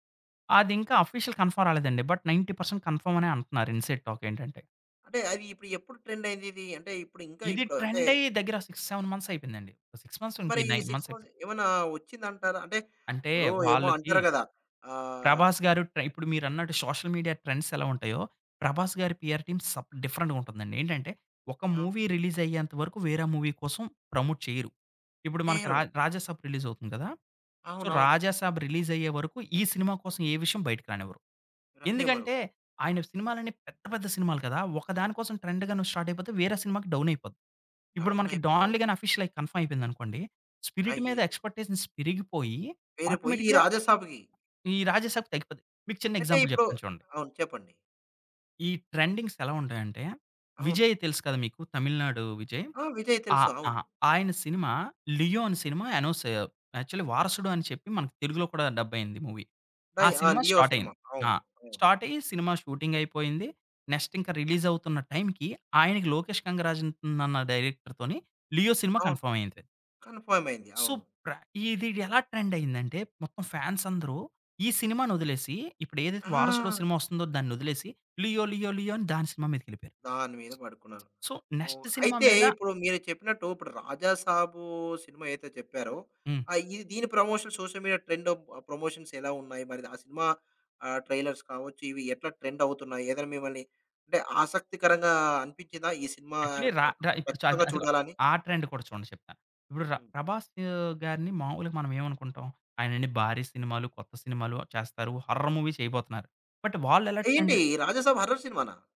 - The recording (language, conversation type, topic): Telugu, podcast, సోషల్ మీడియా ట్రెండ్‌లు మీ సినిమా ఎంపికల్ని ఎలా ప్రభావితం చేస్తాయి?
- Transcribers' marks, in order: in English: "అఫిసియల్ కన్ఫార్మ్"; in English: "బట్ నైన్టీ పెర్సెంట్ కన్ఫర్మ్"; in English: "ఇన్‌సైడ్ టాక్"; in English: "ట్రెండ్"; in English: "ట్రెండ్"; in English: "సిక్స్ సెవెన్ మంత్స్"; in English: "సిక్స్ మంత్స్"; in English: "నైన్ మంత్స్"; in English: "సిక్స్ మంత్స్"; in English: "సోషల్ మీడియా ట్రెండ్స్"; in English: "పిఆర్ టీమ్"; in English: "డిఫరెంట్‌గా"; in English: "మూవీ రిలీజ్"; in English: "మూవీ"; in English: "ప్రమోట్"; in English: "రిలీజ్"; in English: "హీరో"; in English: "సో"; in English: "రిలీజ్"; stressed: "పెద్ద"; in English: "ట్రెండ్‌గాని స్టార్ట్"; in English: "డౌన్"; in English: "డౌన్"; in English: "అఫిశియల్"; in English: "కన్ఫార్మ్"; in English: "స్పిరిట్"; in English: "ఎక్స్‌పెక్టేషన్"; in English: "ఆటోమేటిక్‌గా"; in English: "ఎగ్జాంపుల్"; in English: "ట్రెండింగ్స్"; in English: "అనౌన్స్ యాక్చువలి"; in English: "డబ్"; in English: "మూవీ"; in English: "స్టార్ట్"; in English: "లియో"; in English: "స్టార్ట్"; in English: "షూటింగ్"; in English: "నెక్స్ట్"; in English: "రిలీజ్"; in English: "డైరెక్టర్"; in English: "కన్ఫార్మ్"; in English: "కన్ఫర్మ్"; in English: "సో"; in English: "ట్రెండ్"; in English: "ఫ్యాన్స్"; other background noise; in English: "సో నెక్స్ట్"; in English: "ప్రమోషన్ సోషల్ మీడియా ట్రెండ్ ప్రమోషన్స్"; in English: "ట్రైలర్స్"; in English: "ట్రెండ్"; in English: "యాక్చువల్లీ"; in English: "ట్రెండ్"; in English: "హర్రర్ మూవీ"; in English: "బట్"; surprised: "ఏంటి? 'రాజాసాబ్' హర్రర్ సినిమానా?"; in English: "ట్రెండ్"; in English: "హర్రర్"